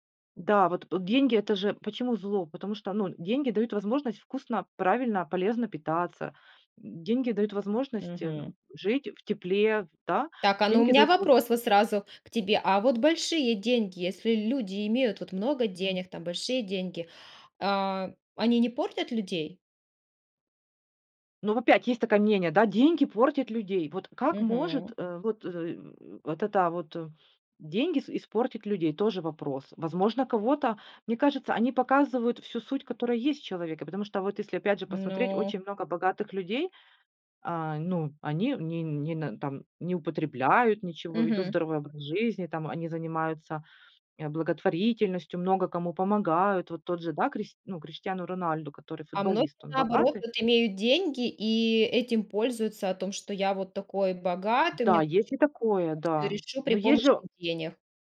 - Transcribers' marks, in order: unintelligible speech
- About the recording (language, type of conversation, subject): Russian, podcast, Как не утонуть в чужих мнениях в соцсетях?